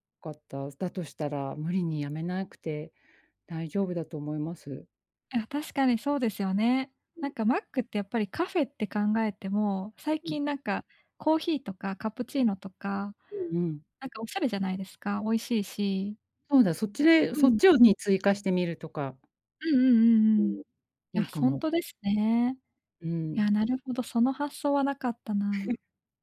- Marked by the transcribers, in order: laugh
- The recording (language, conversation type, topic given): Japanese, advice, 忙しくてついジャンクフードを食べてしまう